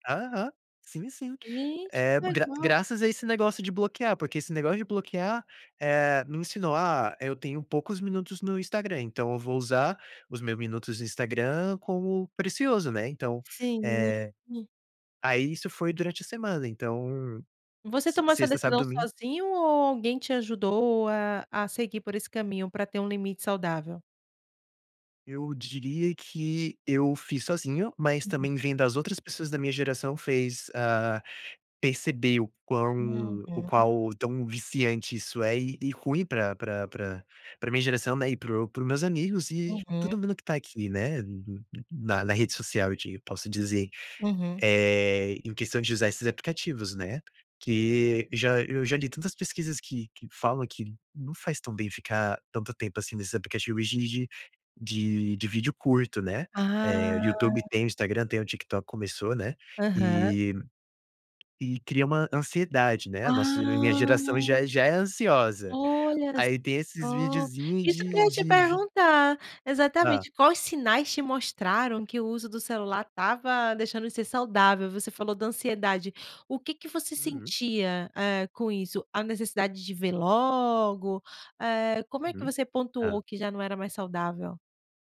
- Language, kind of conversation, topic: Portuguese, podcast, Como você define limites saudáveis para o uso do celular no dia a dia?
- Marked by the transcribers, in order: unintelligible speech